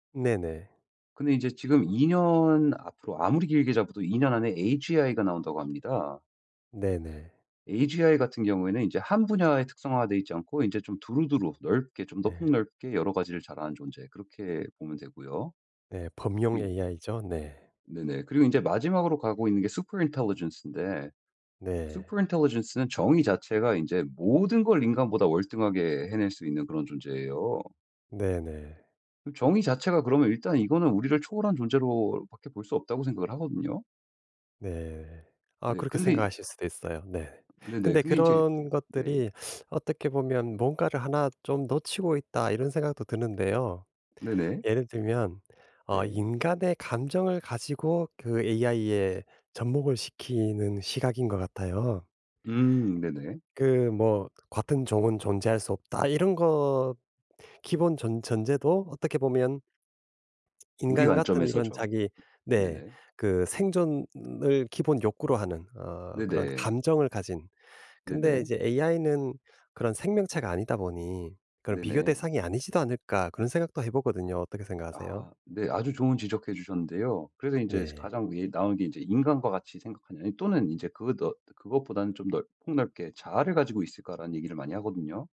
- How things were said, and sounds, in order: other background noise; put-on voice: "superintelligence인데 superintelligence는"; in English: "superintelligence인데 superintelligence는"; tapping; unintelligible speech; unintelligible speech
- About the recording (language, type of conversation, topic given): Korean, advice, 일상에서 불확실성을 어떻게 받아들일 수 있을까요?